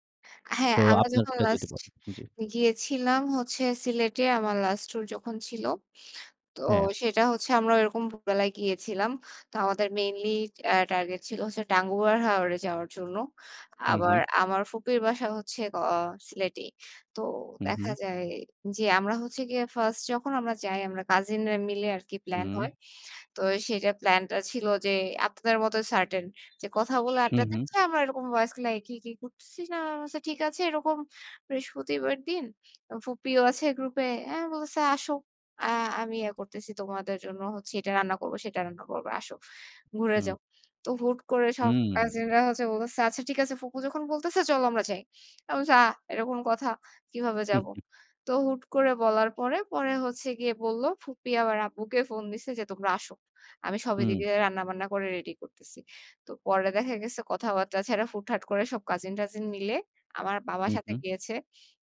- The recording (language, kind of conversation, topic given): Bengali, unstructured, আপনি সর্বশেষ কোথায় বেড়াতে গিয়েছিলেন?
- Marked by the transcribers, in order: other background noise; tapping; horn